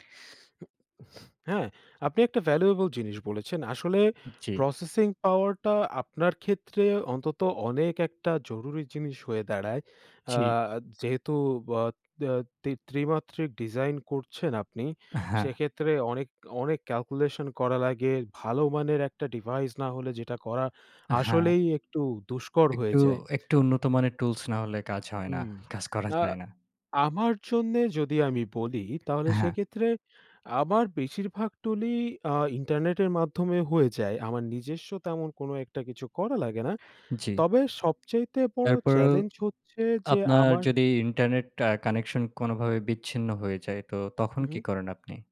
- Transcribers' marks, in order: tapping; in English: "processing power"; laughing while speaking: "কাজ করা যায় না"; "নিজস্ব" said as "নিজেস্ব"
- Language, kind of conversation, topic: Bengali, unstructured, আপনি কীভাবে আপনার পড়াশোনায় ডিজিটাল উপকরণ ব্যবহার করেন?